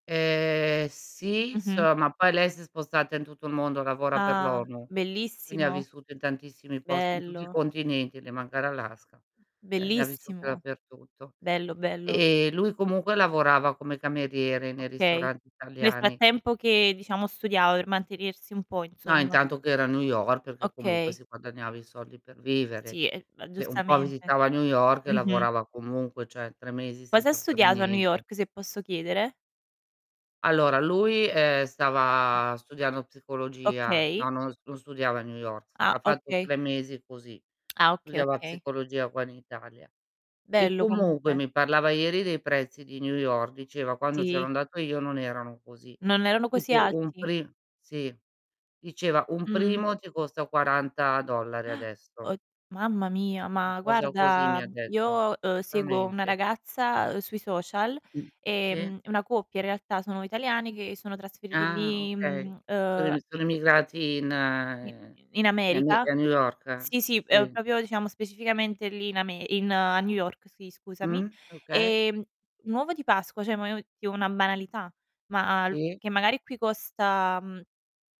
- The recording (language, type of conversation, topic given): Italian, unstructured, Qual è il viaggio più bello che hai mai fatto?
- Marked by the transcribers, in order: drawn out: "Ehm"; tapping; other background noise; static; background speech; gasp; distorted speech; unintelligible speech; "proprio" said as "propio"; unintelligible speech